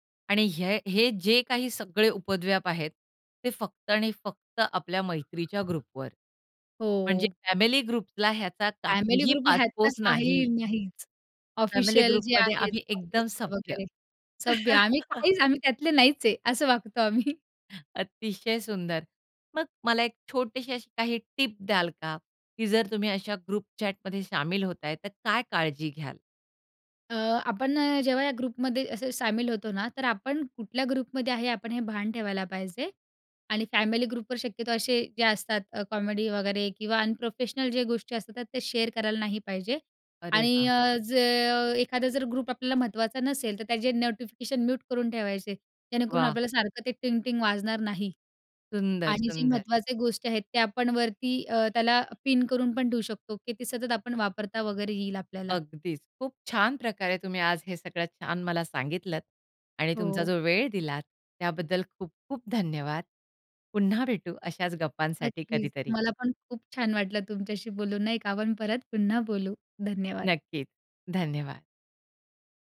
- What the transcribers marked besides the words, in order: in English: "ग्रुपवर"; in English: "फॅमिली ग्रुपला"; in English: "फॅमिली ग्रुपला"; in English: "ऑफिशल"; in English: "फॅमिली ग्रुपमध्ये"; laugh; chuckle; other background noise; in English: "टिप"; in English: "ग्रुप चॅटमध्ये"; in English: "ग्रुपमध्ये"; in English: "ग्रुपमध्ये"; in English: "फॅमिली ग्रुपवर"; in English: "कॉमेडी"; in English: "अनप्रोफेशनल"; in English: "शेअर"; in English: "ग्रुप"; in English: "नोटिफिकेशन म्यूट"; joyful: "नक्कीच, मला पण खूप छान … पुन्हा बोलू धन्यवाद"
- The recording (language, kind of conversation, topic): Marathi, podcast, ग्रुप चॅटमध्ये तुम्ही कोणती भूमिका घेतता?